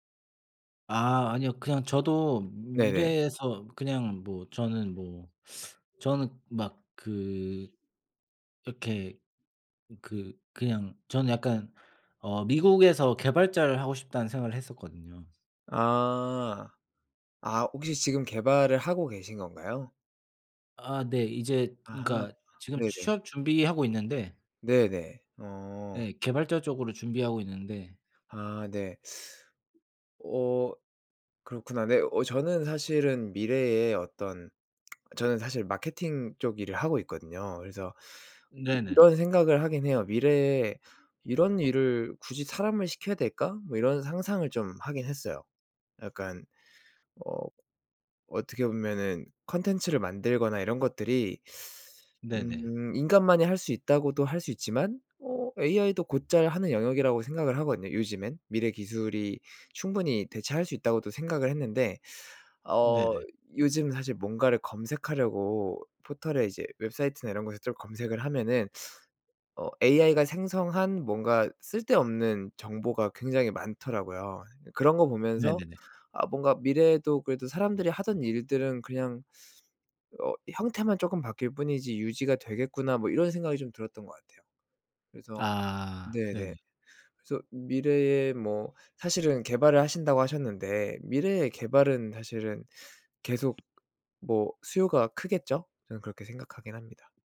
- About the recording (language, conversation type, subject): Korean, unstructured, 미래에 어떤 모습으로 살고 싶나요?
- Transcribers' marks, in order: teeth sucking; other background noise; teeth sucking; tongue click; teeth sucking; teeth sucking; tapping